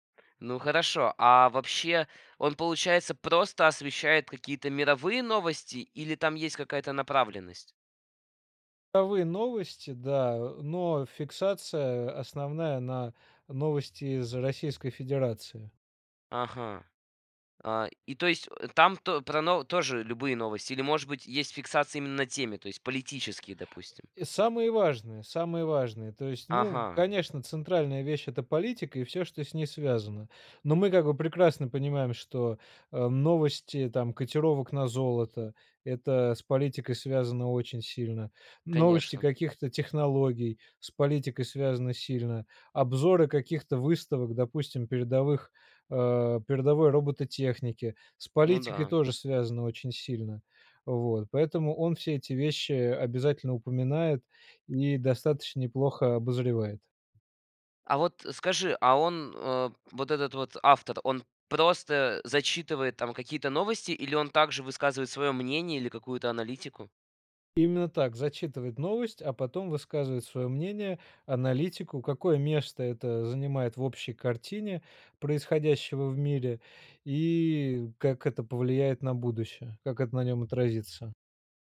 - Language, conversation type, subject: Russian, podcast, Какие приёмы помогают не тонуть в потоке информации?
- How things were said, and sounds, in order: unintelligible speech